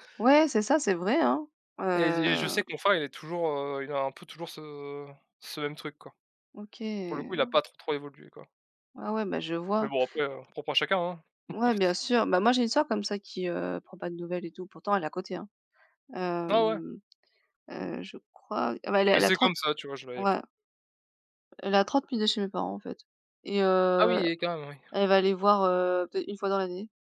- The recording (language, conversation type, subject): French, unstructured, Quel est ton meilleur souvenir d’enfance ?
- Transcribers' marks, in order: laughing while speaking: "N'importe"; tapping